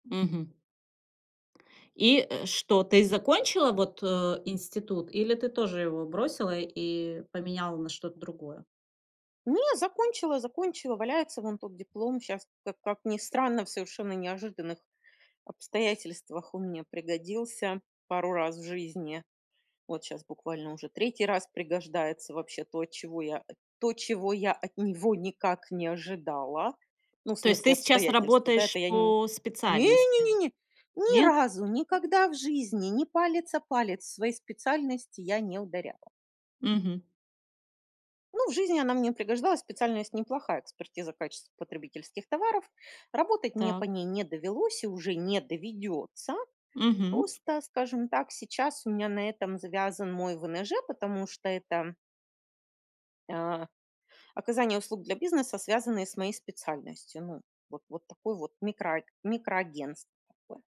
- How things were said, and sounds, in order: none
- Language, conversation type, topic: Russian, podcast, Почему у школьников часто пропадает мотивация?